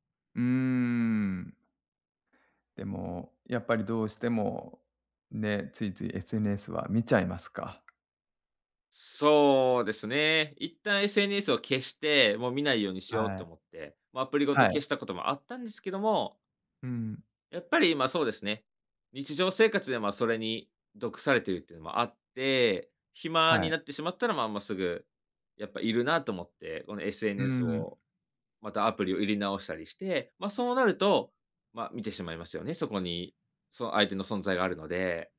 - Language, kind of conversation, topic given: Japanese, advice, SNSで元パートナーの投稿を見てしまい、つらさが消えないのはなぜですか？
- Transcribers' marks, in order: tapping